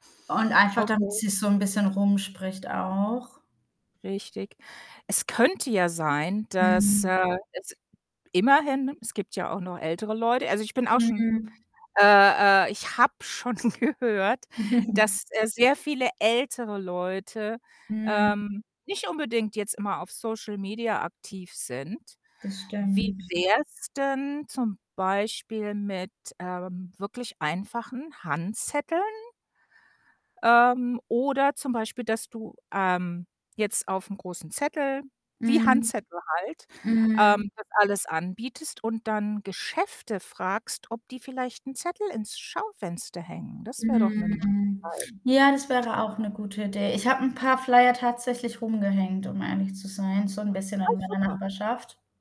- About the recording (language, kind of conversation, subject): German, advice, Wie gehst du mit deiner Frustration über ausbleibende Kunden und langsames Wachstum um?
- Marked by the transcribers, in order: distorted speech; other background noise; laughing while speaking: "schon gehört"; chuckle